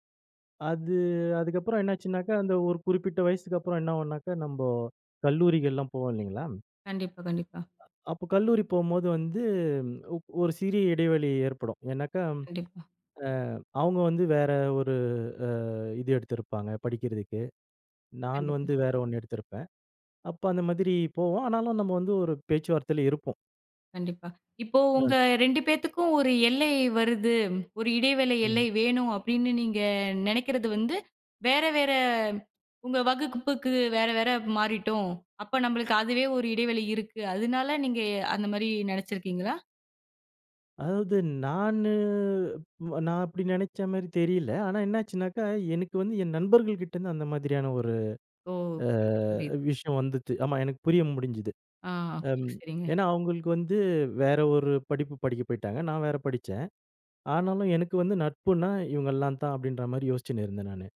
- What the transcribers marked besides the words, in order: "நம்ப" said as "நம்பொ"; other background noise; drawn out: "நானு"; unintelligible speech
- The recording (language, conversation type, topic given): Tamil, podcast, நண்பர்கள் இடையே எல்லைகள் வைத்துக் கொள்ள வேண்டுமா?